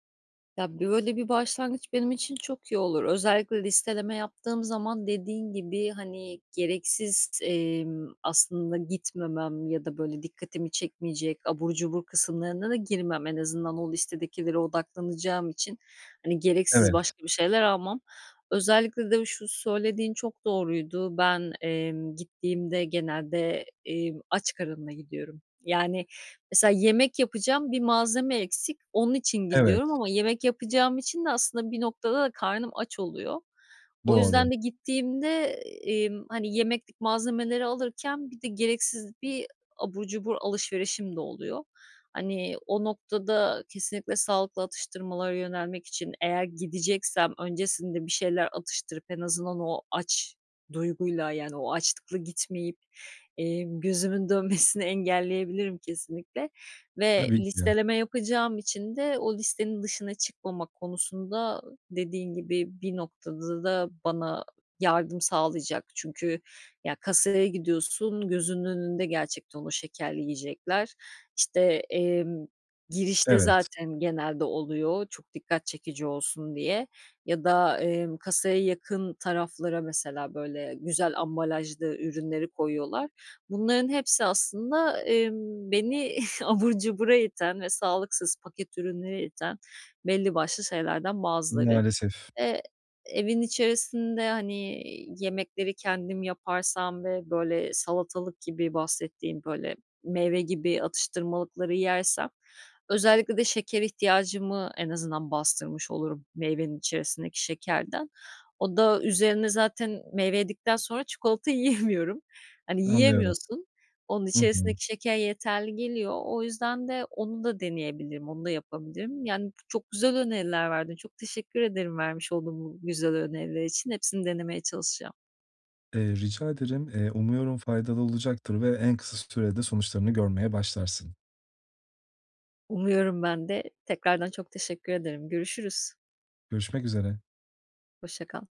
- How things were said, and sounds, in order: tapping; laughing while speaking: "dönmesini"; chuckle; laughing while speaking: "yiyemiyorum"
- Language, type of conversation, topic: Turkish, advice, Sağlıklı atıştırmalık seçerken nelere dikkat etmeli ve porsiyon miktarını nasıl ayarlamalıyım?
- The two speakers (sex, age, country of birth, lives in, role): female, 35-39, Turkey, Greece, user; male, 30-34, Turkey, Portugal, advisor